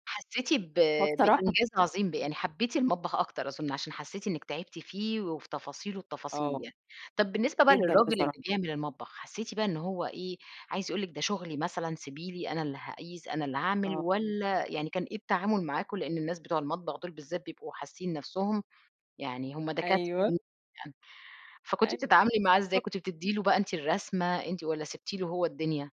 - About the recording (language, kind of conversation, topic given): Arabic, podcast, إزاي بتنظّم مطبخ صغير عشان تستغلّ المساحة؟
- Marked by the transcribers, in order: laughing while speaking: "أيوه"; unintelligible speech; laughing while speaking: "أيوه"; unintelligible speech